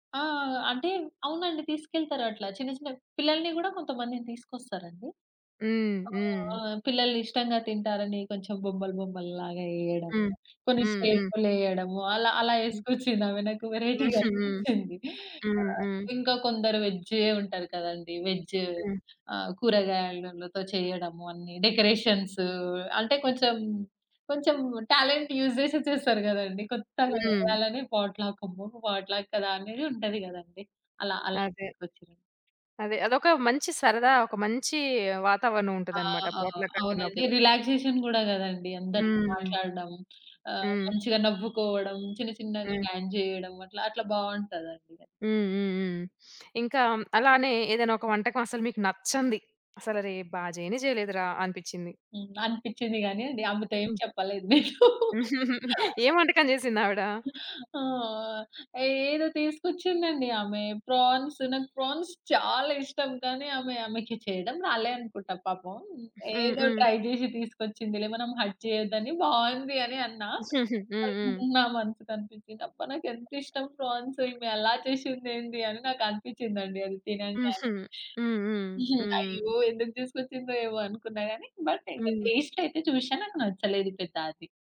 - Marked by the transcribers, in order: in English: "వేరైటీ‌గా"; in English: "వెజ్"; in English: "డెకరేషన్స్"; in English: "టాలెంట్ యూజ్"; in English: "రిలాగ్జేషన్"; horn; laugh; laughing while speaking: "నేను"; in English: "ప్రాన్స్"; in English: "ప్రాన్స్"; tapping; in English: "ట్రై"; in English: "హర్ట్"; other background noise; unintelligible speech; giggle; in English: "ప్రాన్స్"; in English: "బట్"
- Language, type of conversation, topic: Telugu, podcast, పొట్లక్ పార్టీలో మీరు ఎలాంటి వంటకాలు తీసుకెళ్తారు, ఎందుకు?